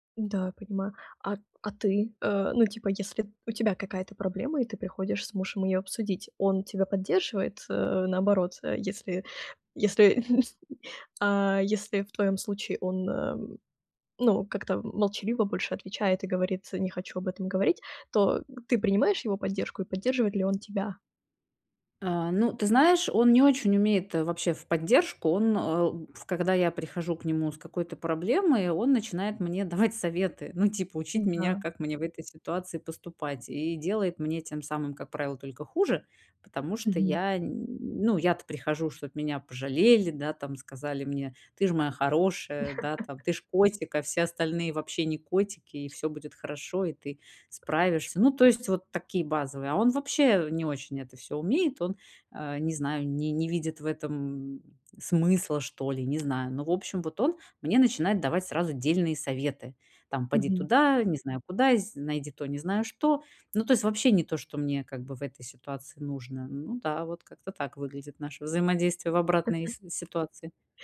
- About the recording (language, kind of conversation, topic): Russian, advice, Как поддержать партнёра, который переживает жизненные трудности?
- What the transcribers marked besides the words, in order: chuckle; laughing while speaking: "давать"; giggle; other background noise; tapping; giggle